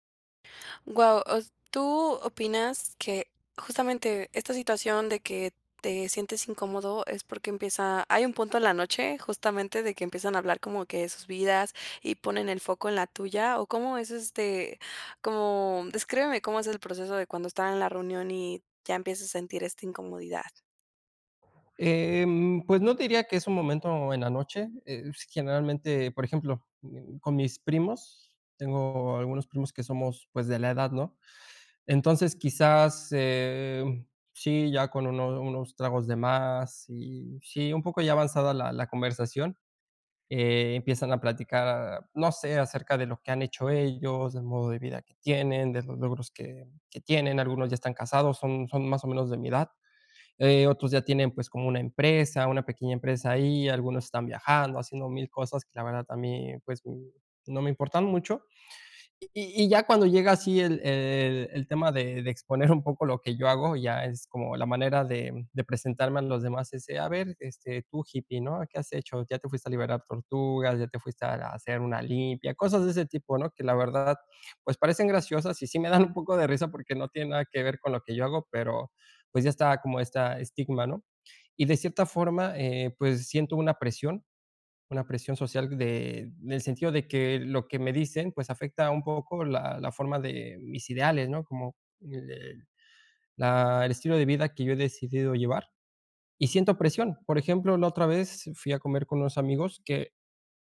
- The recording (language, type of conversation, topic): Spanish, advice, ¿Cómo puedo mantener mis valores cuando otras personas me presionan para actuar en contra de mis convicciones?
- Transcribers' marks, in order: tapping; laughing while speaking: "un"; laughing while speaking: "me dan"